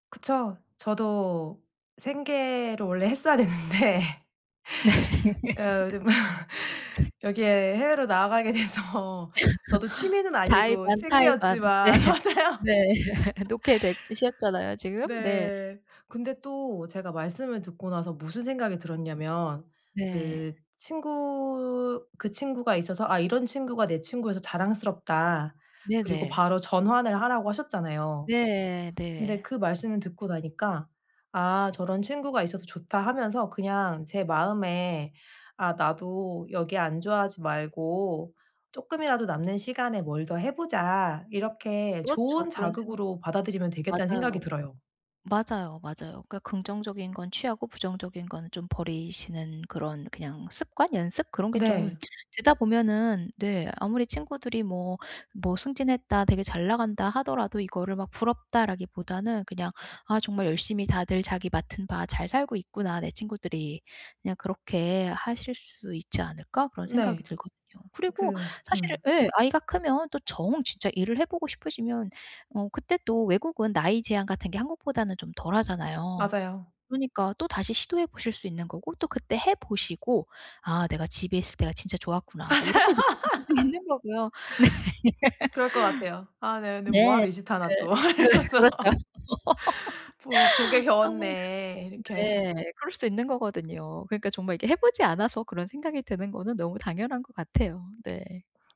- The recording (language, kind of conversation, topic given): Korean, advice, 친구의 성공과 자꾸 나를 비교하는 마음을 어떻게 관리하면 좋을까요?
- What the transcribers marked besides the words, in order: other background noise; laughing while speaking: "되는데"; laughing while speaking: "뭐"; laughing while speaking: "네"; laugh; laughing while speaking: "돼서"; laugh; laughing while speaking: "맞아요"; laugh; laughing while speaking: "네. 네"; laugh; tapping; laughing while speaking: "맞아요"; laugh; laughing while speaking: "있는"; laughing while speaking: "네"; laugh; laughing while speaking: "또 이러면서"; laughing while speaking: "그 그렇죠"; laugh